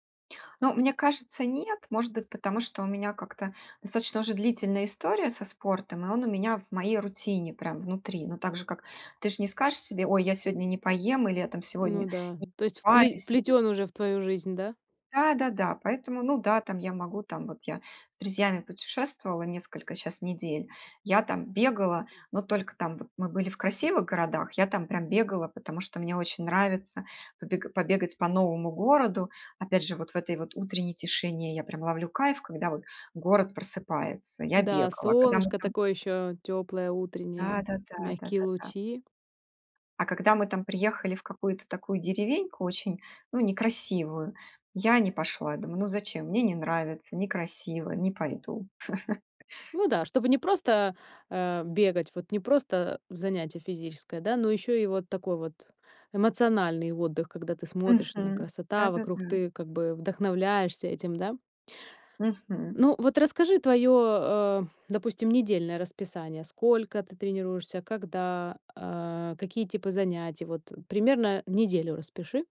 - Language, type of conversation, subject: Russian, podcast, Как находишь время для спорта при плотном графике?
- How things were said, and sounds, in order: chuckle